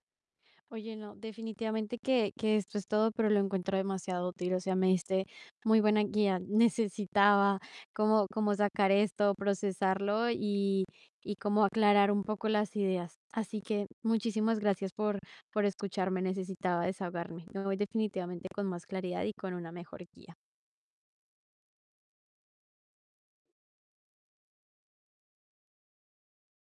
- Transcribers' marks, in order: other background noise
- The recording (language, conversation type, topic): Spanish, advice, ¿Cómo manejas los malentendidos que surgen por mensajes de texto o en redes sociales?